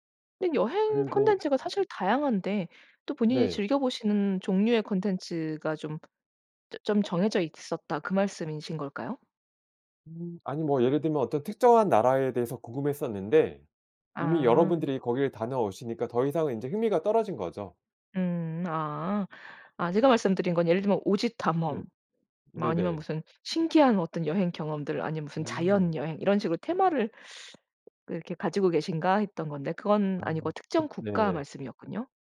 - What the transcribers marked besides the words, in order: tapping
- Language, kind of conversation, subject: Korean, podcast, 디지털 기기로 인한 산만함을 어떻게 줄이시나요?